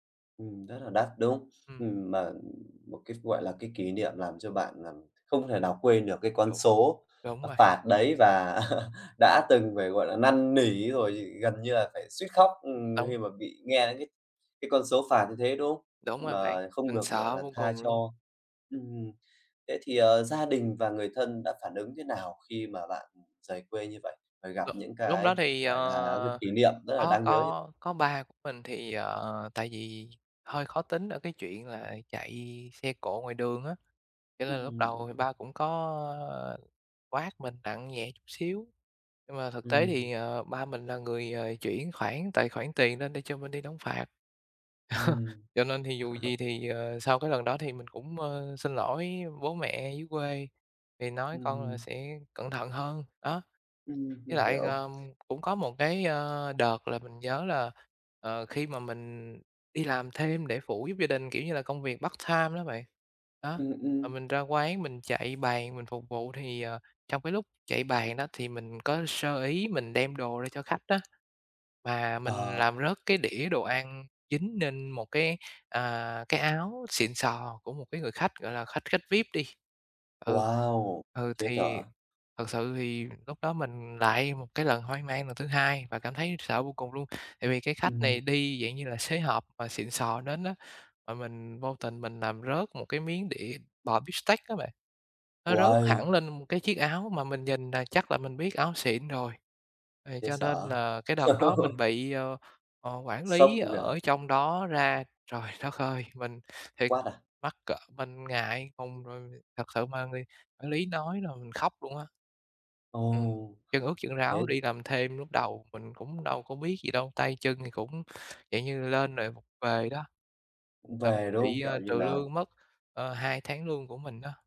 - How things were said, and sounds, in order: laugh; tapping; laugh; laugh; other background noise; in English: "part time"; in English: "V-I-P"; in English: "beefsteak"; laugh
- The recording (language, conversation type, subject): Vietnamese, podcast, Lần đầu tiên rời quê đi xa, bạn cảm thấy thế nào?